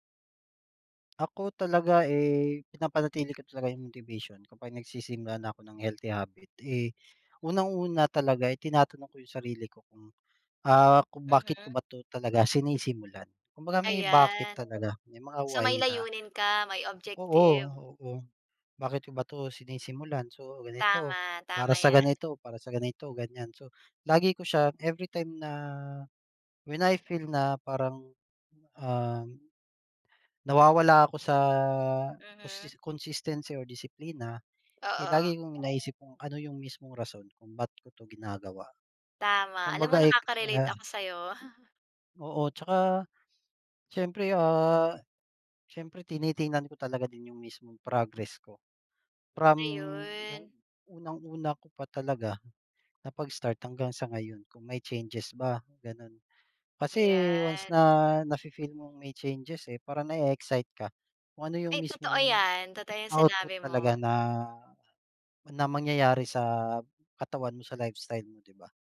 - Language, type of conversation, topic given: Filipino, unstructured, Ano ang pinakaepektibong paraan para simulan ang mas malusog na pamumuhay?
- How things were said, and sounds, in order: other background noise; chuckle; in English: "output"